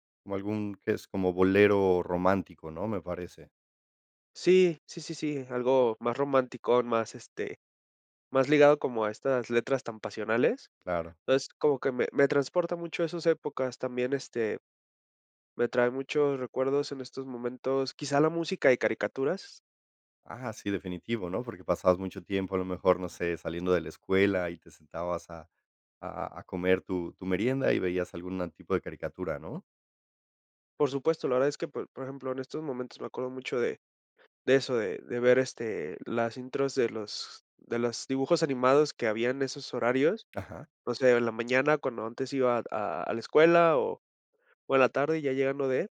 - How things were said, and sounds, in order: none
- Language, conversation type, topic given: Spanish, podcast, ¿Qué música te marcó cuando eras niño?